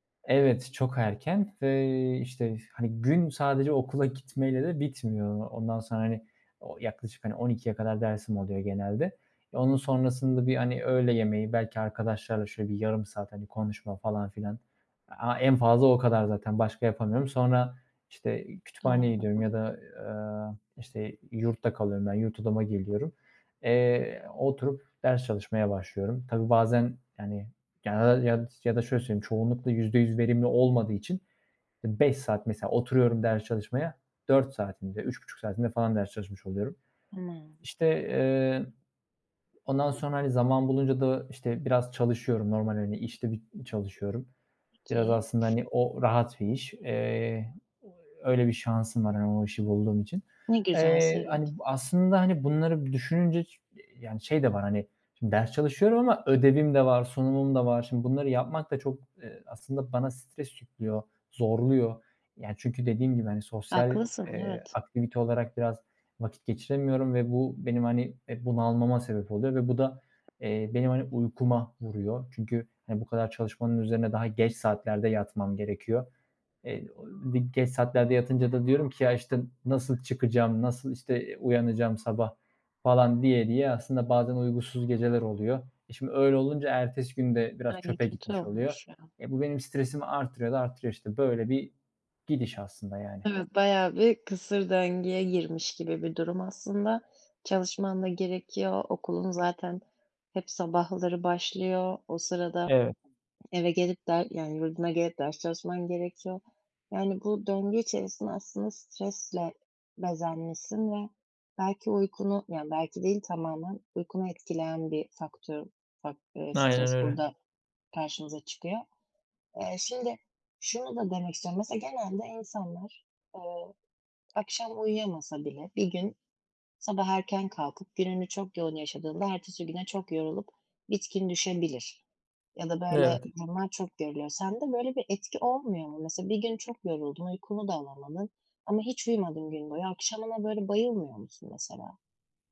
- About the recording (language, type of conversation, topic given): Turkish, advice, Gün içindeki stresi azaltıp gece daha rahat uykuya nasıl geçebilirim?
- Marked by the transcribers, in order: tapping; drawn out: "ve"; unintelligible speech; unintelligible speech; other background noise; unintelligible speech; unintelligible speech; unintelligible speech; other street noise; "uykusuz" said as "uygusuz"